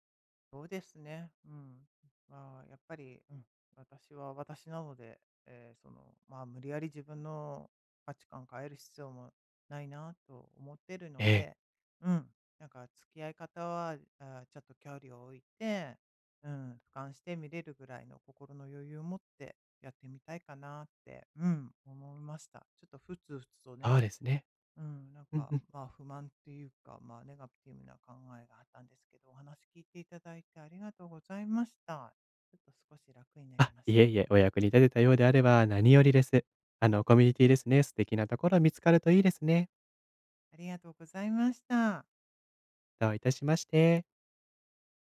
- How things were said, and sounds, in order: none
- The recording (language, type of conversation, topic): Japanese, advice, 批判されたとき、自分の価値と意見をどのように切り分けますか？